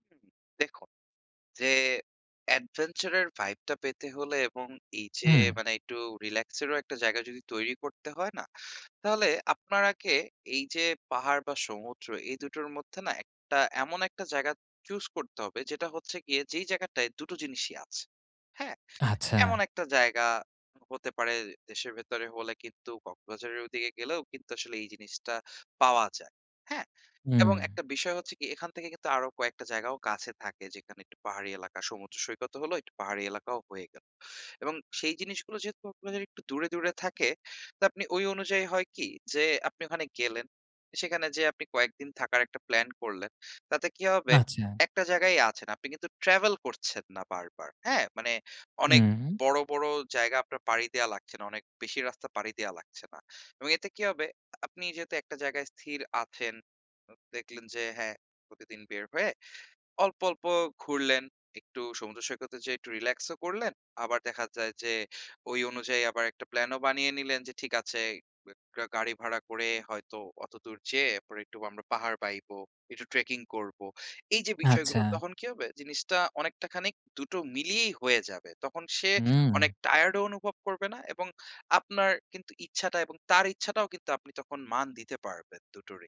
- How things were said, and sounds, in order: tapping; "একটু" said as "ইকটু"
- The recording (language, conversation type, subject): Bengali, advice, ছুটি পরিকল্পনা করতে গিয়ে মানসিক চাপ কীভাবে কমাব এবং কোথায় যাব তা কীভাবে ঠিক করব?
- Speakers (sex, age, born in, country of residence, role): male, 25-29, Bangladesh, Bangladesh, advisor; male, 30-34, Bangladesh, Finland, user